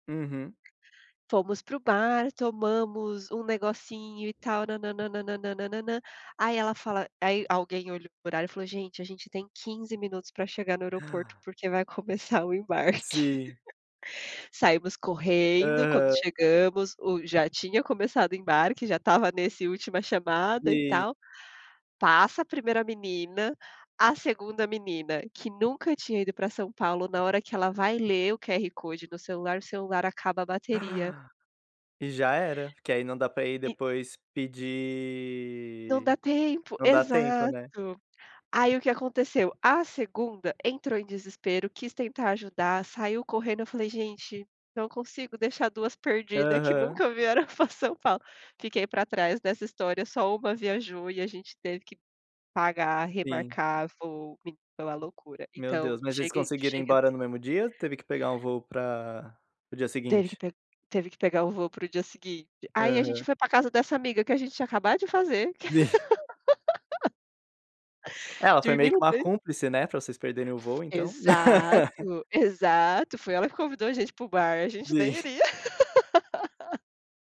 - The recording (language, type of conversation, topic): Portuguese, unstructured, Qual dica você daria para quem vai viajar pela primeira vez?
- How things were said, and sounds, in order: gasp; laughing while speaking: "começar o embarque"; gasp; laughing while speaking: "vieram pra São Paulo"; chuckle; laugh; unintelligible speech; laugh; chuckle; laugh